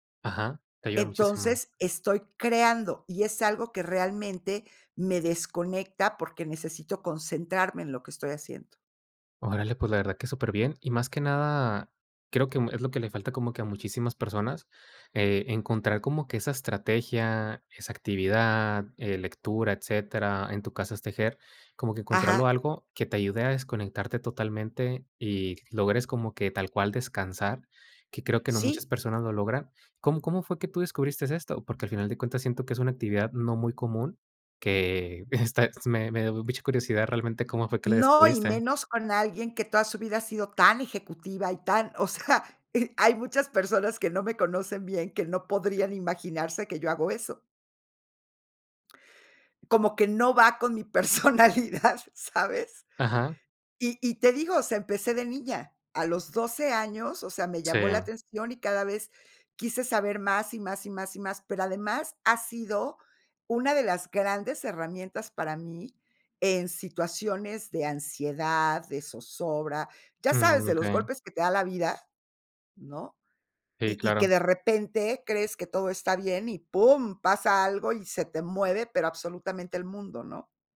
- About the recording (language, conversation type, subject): Spanish, podcast, ¿Cómo te permites descansar sin culpa?
- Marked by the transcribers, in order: "descubriste" said as "descubristes"; chuckle; laughing while speaking: "personalidad, ¿sabes?"